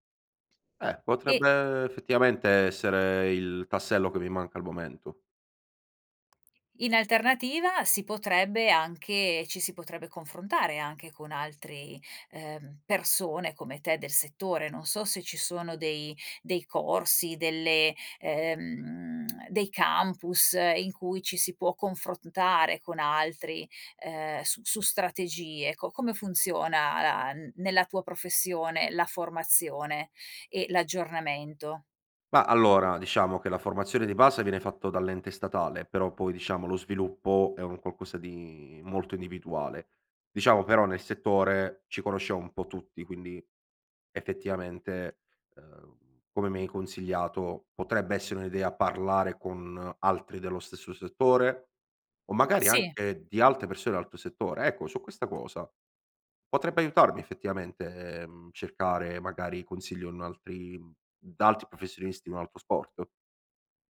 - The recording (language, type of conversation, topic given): Italian, advice, Come posso smettere di sentirmi ripetitivo e trovare idee nuove?
- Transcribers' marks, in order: other background noise; lip smack